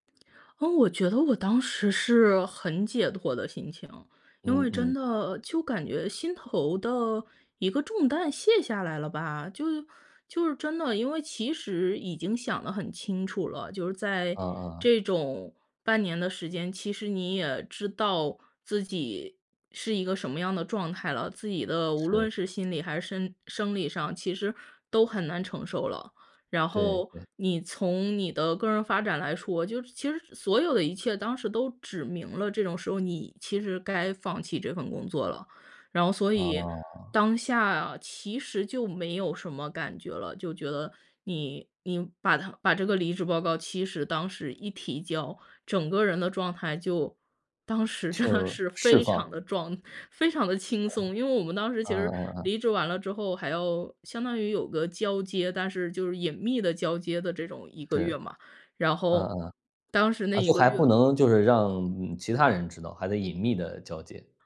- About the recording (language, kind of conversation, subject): Chinese, podcast, 你如何判断该坚持还是该放弃呢?
- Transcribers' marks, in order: laughing while speaking: "当时真的是非常地装"; other background noise